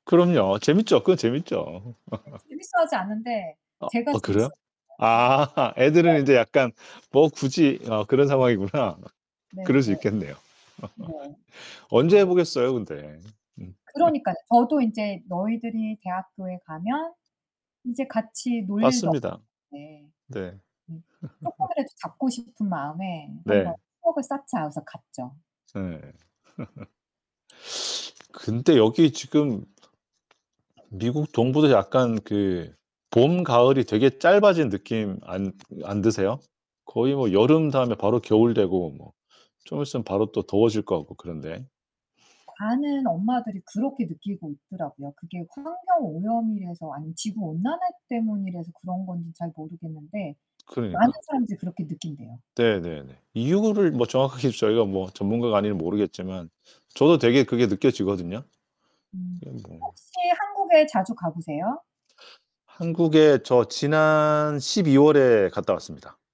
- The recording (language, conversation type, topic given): Korean, unstructured, 여름과 겨울 중 어떤 계절을 더 좋아하시나요?
- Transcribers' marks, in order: static; laugh; distorted speech; laugh; unintelligible speech; laughing while speaking: "상황이구나"; other background noise; laugh; tapping; laugh; laugh; laugh; teeth sucking